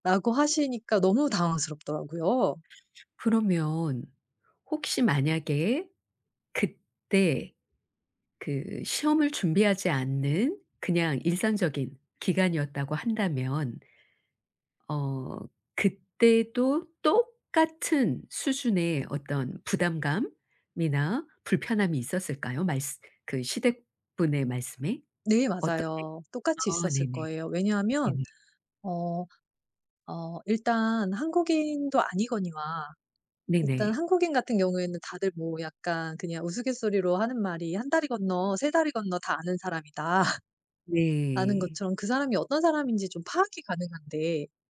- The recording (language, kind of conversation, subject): Korean, advice, 시댁 가족과 사촌들이 개인 공간을 자주 침범할 때 경계를 어떻게 설정하면 좋을까요?
- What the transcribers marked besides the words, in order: other background noise; tapping; laugh